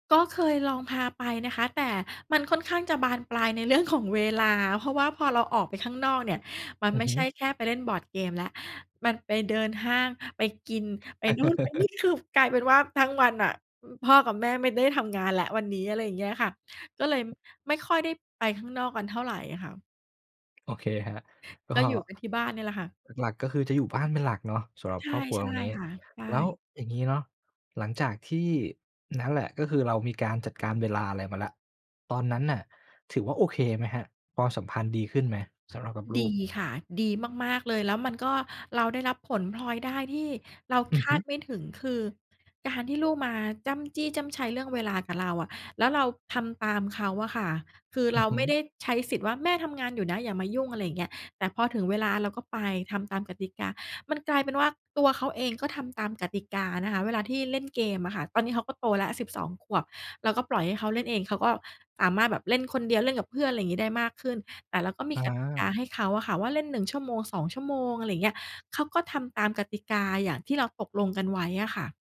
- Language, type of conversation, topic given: Thai, podcast, คุณตั้งขอบเขตกับคนที่บ้านอย่างไรเมื่อจำเป็นต้องทำงานที่บ้าน?
- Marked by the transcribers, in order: chuckle; other background noise